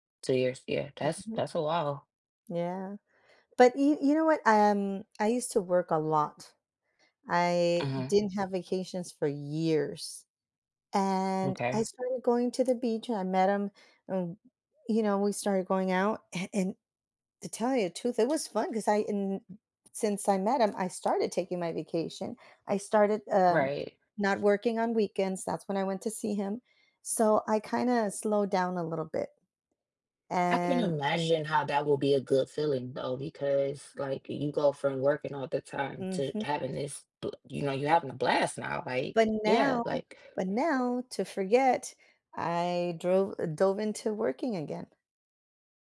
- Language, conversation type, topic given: English, unstructured, How do relationships shape our sense of self and identity?
- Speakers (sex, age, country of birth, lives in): female, 35-39, United States, United States; female, 45-49, United States, United States
- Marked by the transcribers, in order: unintelligible speech; other background noise; tapping